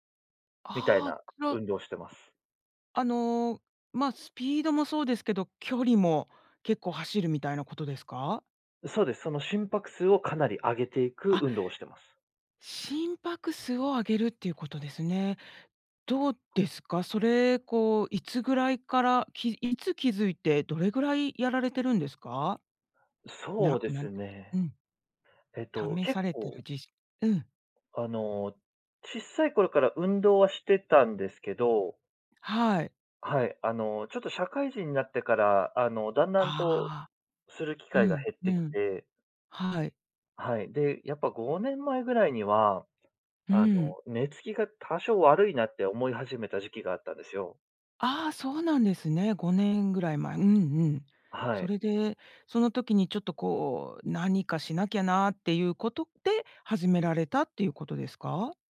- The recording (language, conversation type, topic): Japanese, podcast, 睡眠の質を上げるために、普段どんな工夫をしていますか？
- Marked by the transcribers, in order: tapping; other background noise